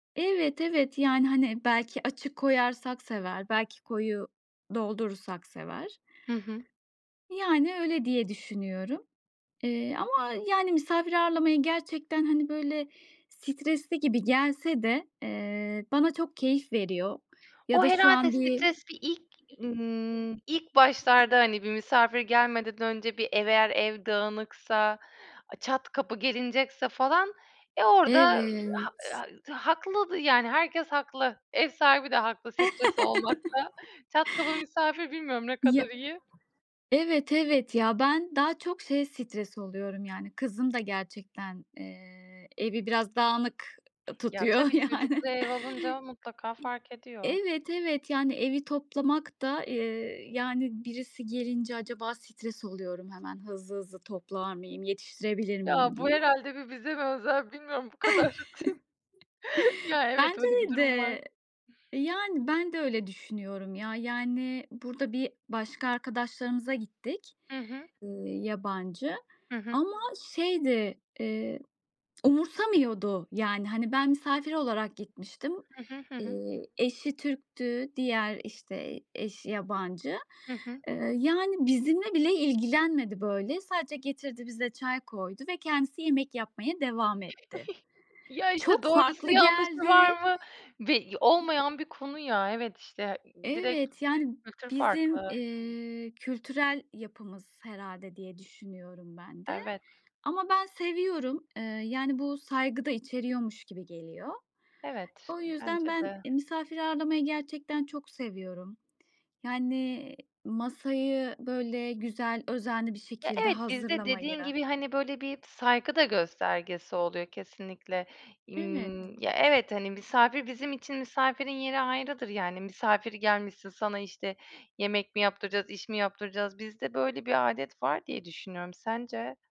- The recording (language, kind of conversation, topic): Turkish, podcast, Misafir ağırlamaya hazırlanırken neler yapıyorsun?
- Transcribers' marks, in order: other background noise; unintelligible speech; chuckle; tapping; laughing while speaking: "tutuyor yani"; chuckle; laughing while speaking: "kadar t"; chuckle; chuckle